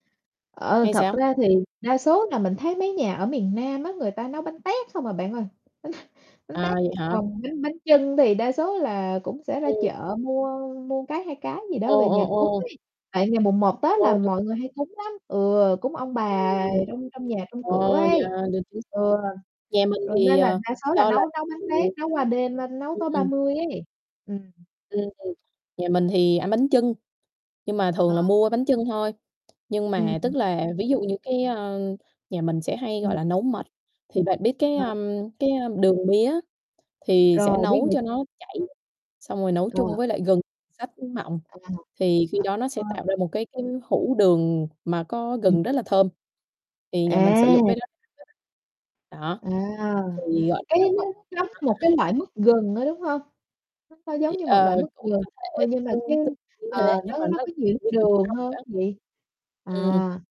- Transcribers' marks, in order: other background noise; static; tapping; chuckle; distorted speech; unintelligible speech; unintelligible speech; unintelligible speech; chuckle; unintelligible speech
- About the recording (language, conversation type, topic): Vietnamese, unstructured, Bạn có kỷ niệm nào về ngày Tết khiến bạn vui nhất không?